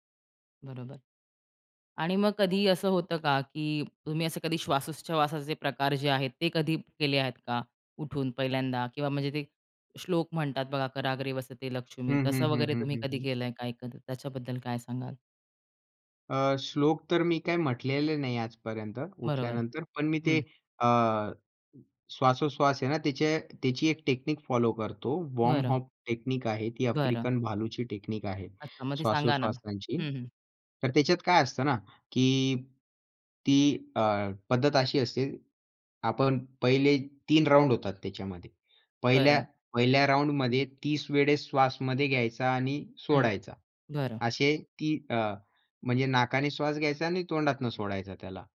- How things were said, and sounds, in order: tapping; in English: "टेक्निक"; in English: "वॉम हॉफ टेक्निक"; in English: "टेक्निक"; in English: "राउंड"; in English: "राउंडमध्ये"; other background noise
- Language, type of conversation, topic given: Marathi, podcast, सकाळी उठल्यावर तुमचे पहिले पाच मिनिटे कशात जातात?